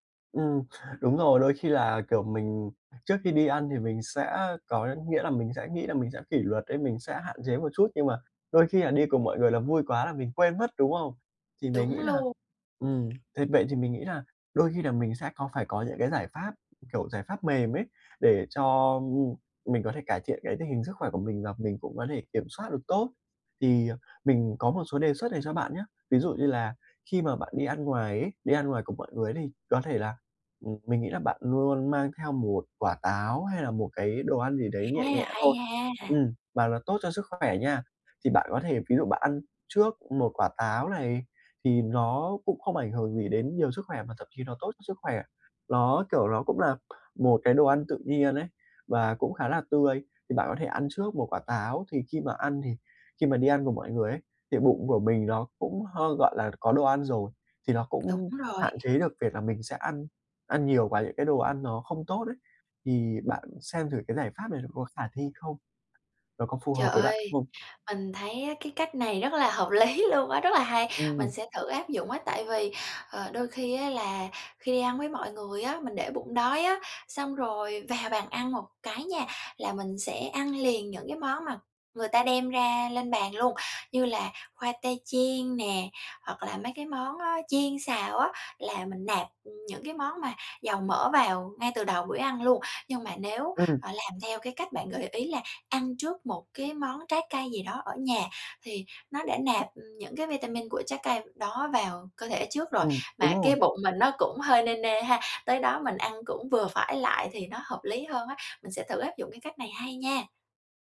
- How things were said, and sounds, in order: other background noise; tapping; laughing while speaking: "lý luôn á"
- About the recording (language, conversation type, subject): Vietnamese, advice, Làm sao để ăn lành mạnh khi đi ăn ngoài mà vẫn tận hưởng bữa ăn?